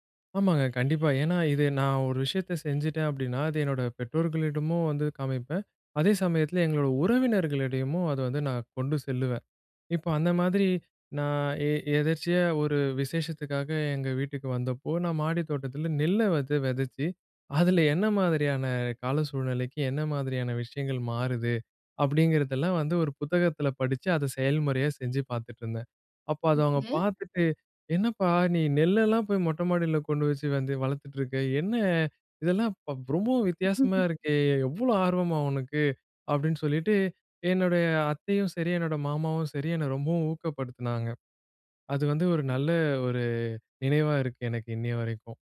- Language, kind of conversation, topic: Tamil, podcast, முடிவுகளைச் சிறு பகுதிகளாகப் பிரிப்பது எப்படி உதவும்?
- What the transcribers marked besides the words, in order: horn; other background noise; chuckle